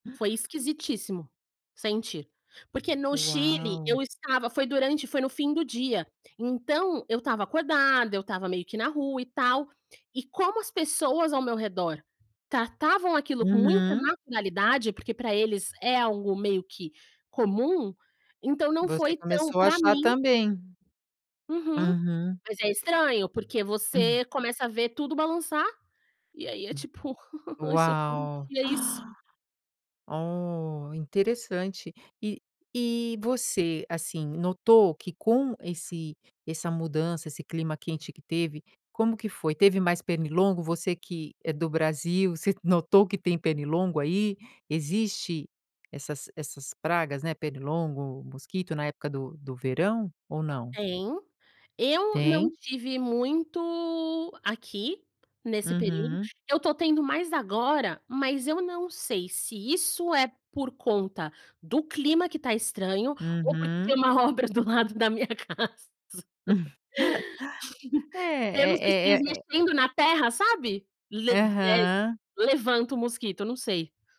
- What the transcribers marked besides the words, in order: gasp; laughing while speaking: "uma obra do lado da minha casa"; laugh; other noise
- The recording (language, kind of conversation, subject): Portuguese, podcast, Que sinais de clima extremo você notou nas estações recentes?